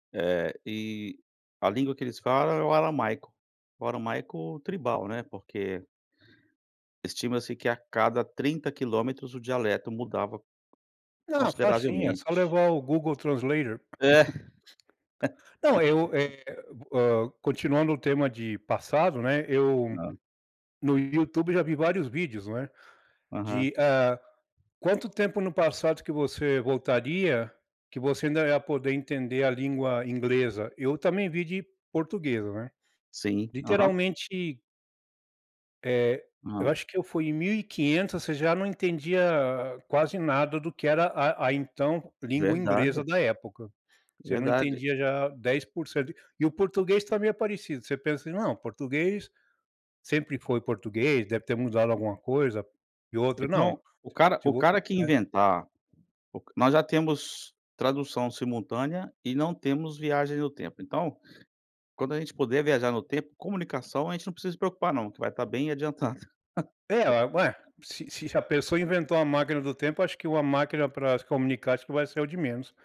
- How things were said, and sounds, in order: tapping; in English: "Translator"; laugh; unintelligible speech; chuckle
- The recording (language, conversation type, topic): Portuguese, unstructured, Se você pudesse viajar no tempo, para que época iria?